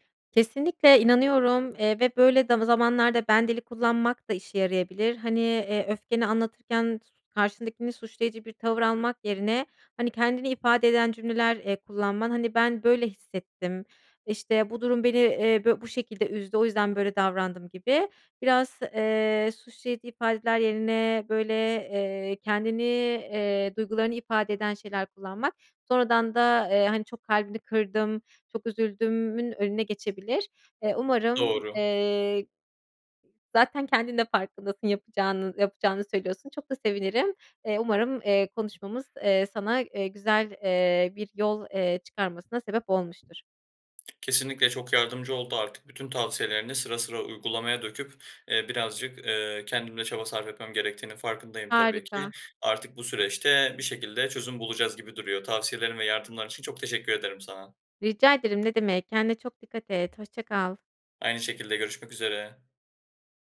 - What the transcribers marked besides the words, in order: other background noise
- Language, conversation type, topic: Turkish, advice, Öfke patlamalarınız ilişkilerinizi nasıl zedeliyor?